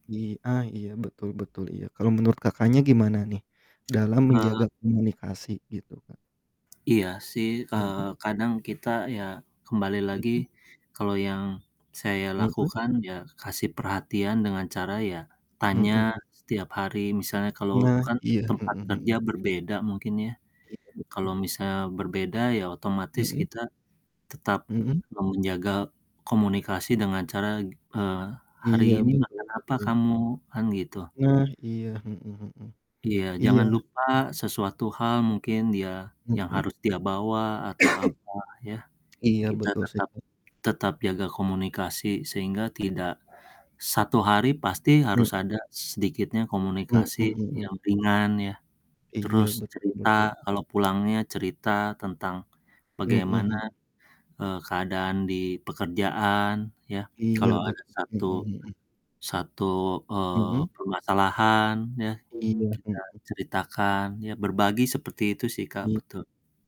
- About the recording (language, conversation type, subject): Indonesian, unstructured, Bagaimana kamu menjaga romantisme dalam hubungan jangka panjang?
- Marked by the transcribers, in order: other background noise; distorted speech; cough